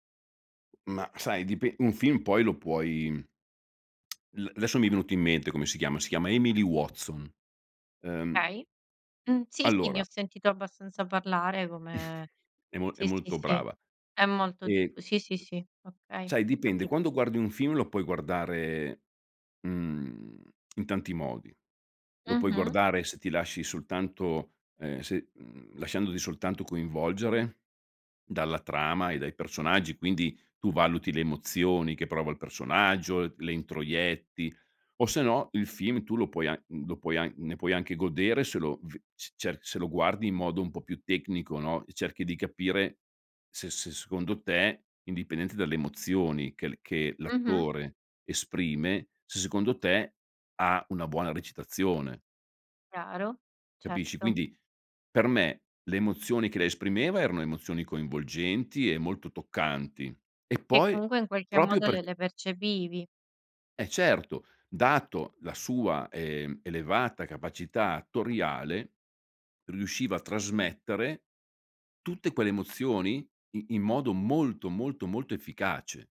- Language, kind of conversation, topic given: Italian, podcast, Qual è un hobby che ti appassiona e perché?
- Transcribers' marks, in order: lip smack; chuckle; "cioè" said as "ceh"; "proprio" said as "propio"